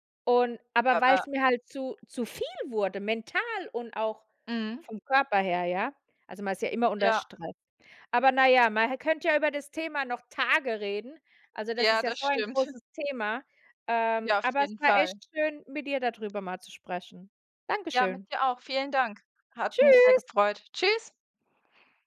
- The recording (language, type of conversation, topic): German, unstructured, Was hältst du von der Stigmatisierung psychischer Erkrankungen?
- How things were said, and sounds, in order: stressed: "viel"; stressed: "mental"; other background noise; chuckle; joyful: "Tschüss"; drawn out: "Tschüss"; joyful: "Tschüss"